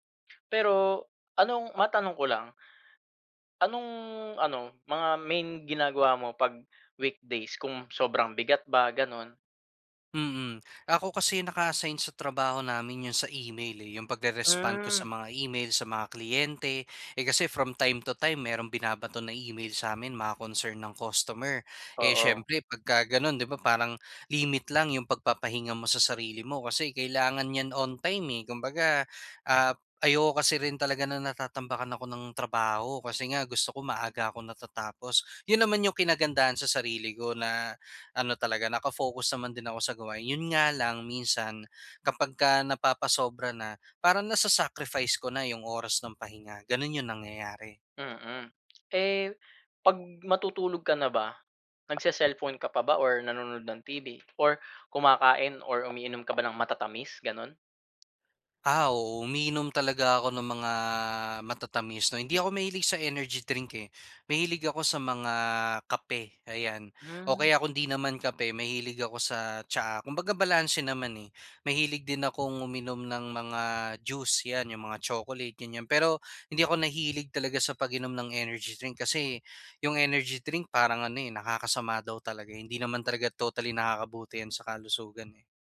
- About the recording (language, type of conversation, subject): Filipino, advice, Bakit hindi ako makapanatili sa iisang takdang oras ng pagtulog?
- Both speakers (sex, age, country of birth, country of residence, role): male, 25-29, Philippines, Philippines, user; male, 30-34, Philippines, Philippines, advisor
- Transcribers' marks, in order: tapping; in English: "from time to time"; in English: "on time"; other background noise; in English: "energy drink"; in English: "energy drink"; in English: "energy drink"